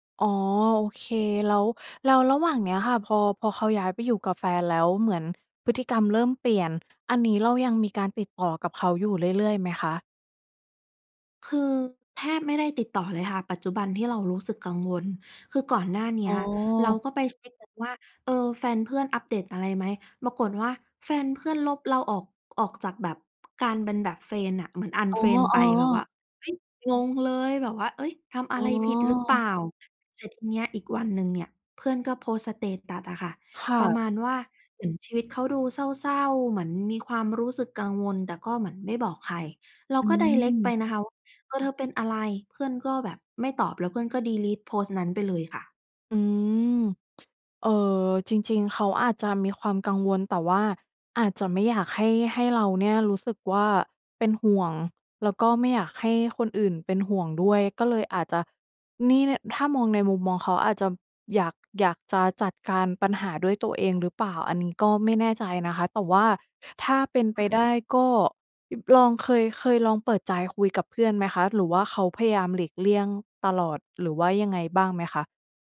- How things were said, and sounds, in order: tapping; other background noise; in English: "เฟรนด์"; in English: "สเตตัส"; in English: "direct"; in English: "ดีลีต"
- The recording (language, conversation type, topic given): Thai, advice, เพื่อนสนิทของคุณเปลี่ยนไปอย่างไร และความสัมพันธ์ของคุณกับเขาหรือเธอเปลี่ยนไปอย่างไรบ้าง?